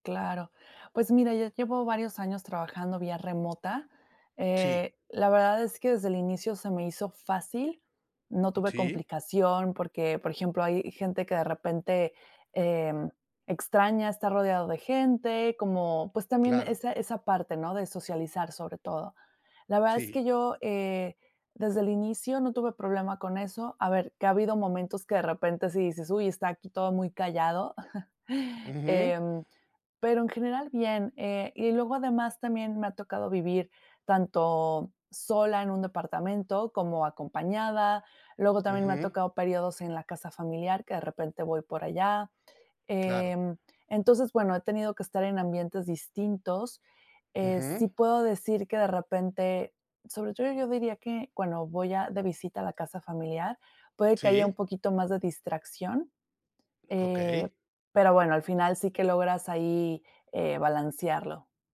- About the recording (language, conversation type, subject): Spanish, podcast, ¿Qué opinas sobre trabajar desde casa gracias a la tecnología?
- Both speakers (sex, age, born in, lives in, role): female, 35-39, Mexico, Mexico, guest; male, 45-49, Mexico, Mexico, host
- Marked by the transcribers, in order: tapping; chuckle